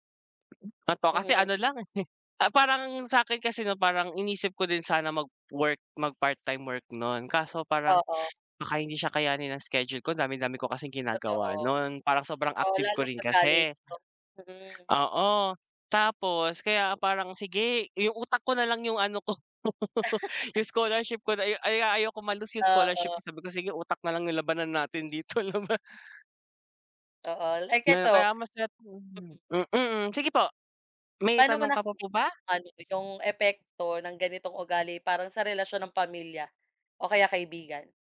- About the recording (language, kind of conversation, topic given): Filipino, unstructured, Ano ang palagay mo sa mga taong laging umaasa sa pera ng iba?
- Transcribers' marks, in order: other background noise; chuckle; laughing while speaking: "ko"; laugh; chuckle; laughing while speaking: "Laba"; tapping